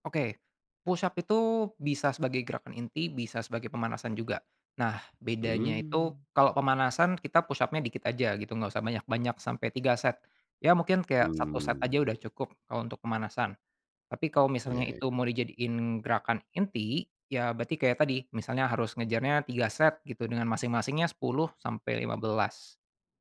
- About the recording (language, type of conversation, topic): Indonesian, podcast, Apa rutinitas olahraga sederhana yang bisa dilakukan di rumah?
- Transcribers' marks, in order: tapping; other background noise